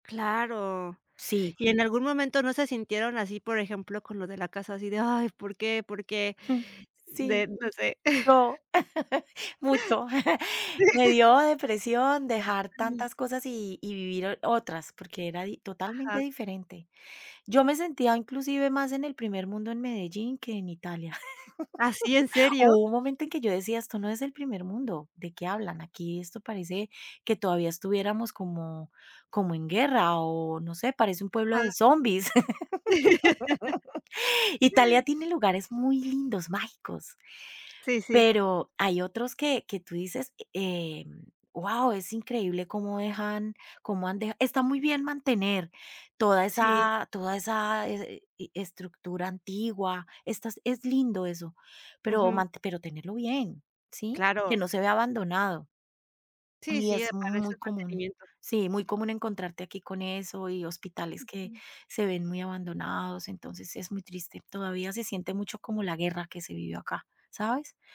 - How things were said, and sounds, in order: other background noise; chuckle; laughing while speaking: "Sí"; other noise; laugh; laugh
- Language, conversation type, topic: Spanish, podcast, ¿Cómo explicarías la historia de migración de tu familia?